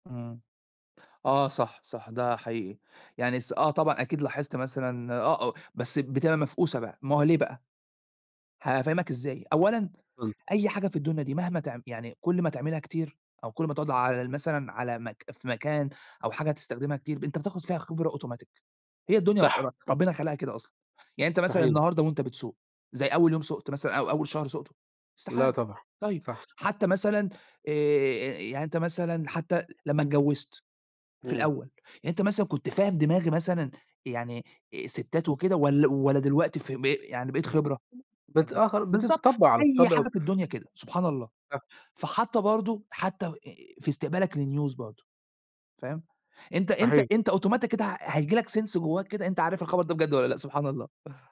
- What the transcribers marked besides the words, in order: in English: "automatic"; unintelligible speech; in English: "لnews"; in English: "automatic"; in English: "sense"
- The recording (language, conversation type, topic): Arabic, unstructured, إزاي وسائل التواصل الاجتماعي بتأثر على العلاقات؟